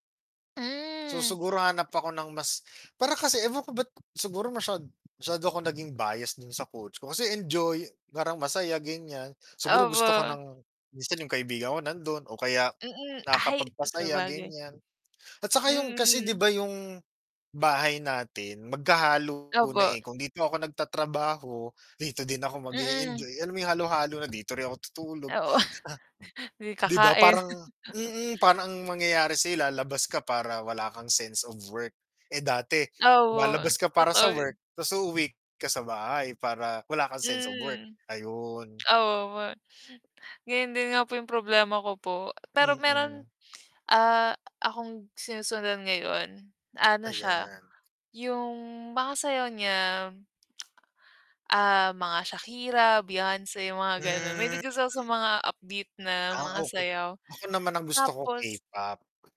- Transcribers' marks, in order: distorted speech; other background noise; tapping; static; snort; chuckle; mechanical hum
- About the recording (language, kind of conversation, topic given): Filipino, unstructured, Bakit may mga taong mas madaling pumayat kaysa sa iba?